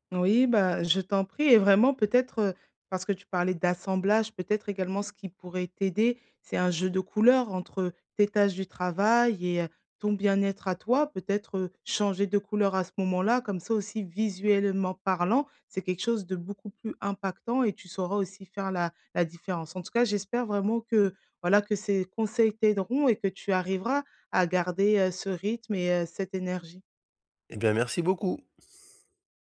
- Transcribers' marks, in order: none
- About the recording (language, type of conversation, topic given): French, advice, Comment garder mon énergie et ma motivation tout au long de la journée ?